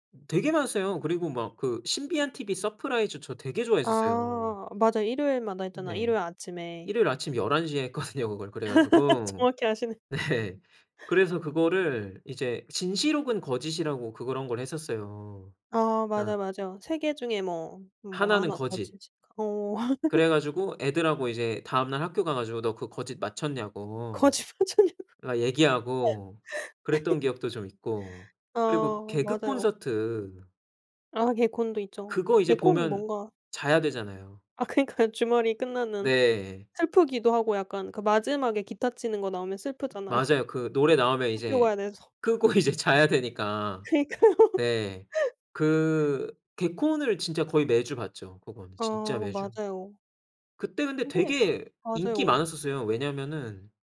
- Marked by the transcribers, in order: laughing while speaking: "했거든요"; laugh; laughing while speaking: "네"; laugh; laughing while speaking: "거짓 맞췄냐고"; laugh; other background noise; laughing while speaking: "슬프잖아요"; laughing while speaking: "이제"; laughing while speaking: "그니까요"
- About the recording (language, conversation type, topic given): Korean, podcast, 어렸을 때 즐겨 보던 TV 프로그램은 무엇이었고, 어떤 점이 가장 기억에 남나요?